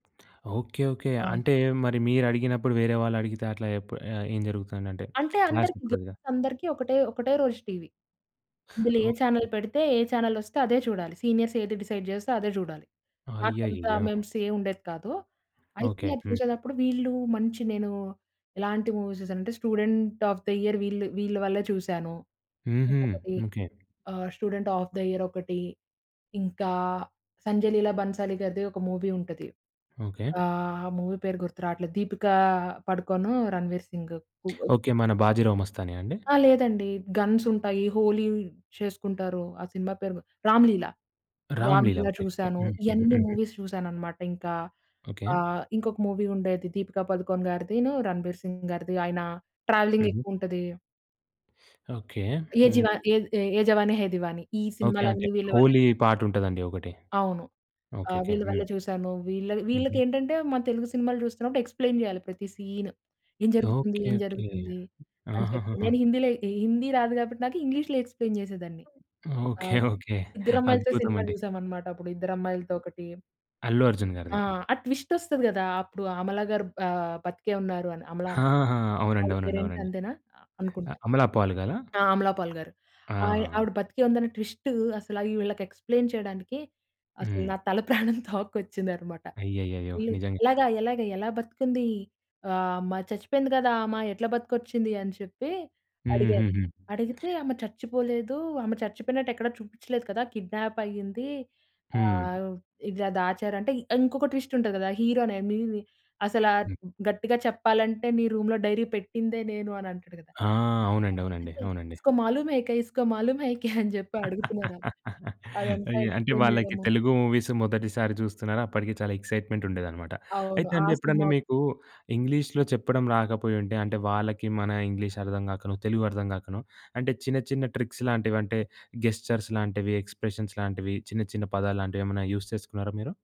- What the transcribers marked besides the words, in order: lip smack; in English: "క్లాస్"; in English: "గర్ల్స్"; other noise; in English: "చానెల్"; in English: "చానెల్"; in English: "సీనియర్స్"; in English: "డిసైడ్"; in English: "మెమ్స్"; in English: "మూవీస్"; in English: "మూవీ"; in English: "మూవీ"; in English: "గన్స్"; in English: "మూవీస్"; in English: "మూవీ"; in English: "ట్రావెలింగ్"; in English: "పాట్"; in English: "ఎక్స్‌ప్లైన్"; in English: "సీన్"; tapping; in English: "ఎక్స్‌ప్లైన్"; other background noise; in English: "ట్విస్ట్"; in English: "ట్విస్ట్"; in English: "ఎక్స్‌ప్లైన్"; laughing while speaking: "నా తల ప్రాణం తోక్కొచ్చిందన్నమాట"; in English: "కిడ్నాప్"; in English: "ట్విస్ట్"; in English: "రూమ్‌లో డైరీ"; in Hindi: "ఇస్కొ మాలుం హేకే ఇస్కొ మాలుం హేకే"; laugh; in English: "ఎక్స్‌ప్లైన్"; in English: "మూవీస్"; in English: "ఎక్స్‌జైట్‌మెంట్"; in English: "ట్రిక్స్"; in English: "గెస్చర్స్"; in English: "ఎక్స్‌ప్రష‌న్స్"; in English: "యూజ్"
- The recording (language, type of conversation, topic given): Telugu, podcast, భాషా అడ్డంకులు ఉన్నా వ్యక్తులతో మీరు ఎలా స్నేహితులయ్యారు?